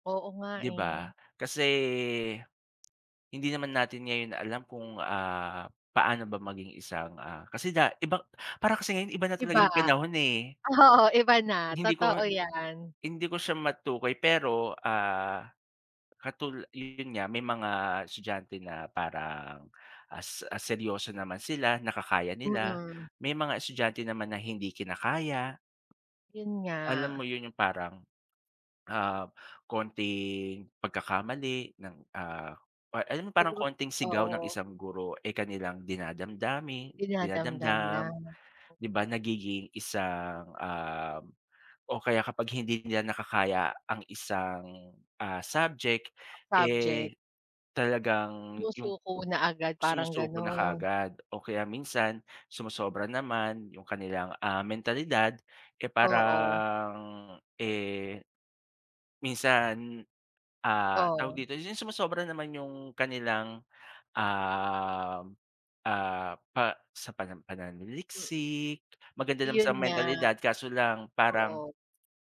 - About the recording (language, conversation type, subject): Filipino, unstructured, Ano ang palagay mo sa sobrang bigat o sobrang gaan ng pasanin sa mga mag-aaral?
- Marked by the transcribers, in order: laughing while speaking: "oo"; other background noise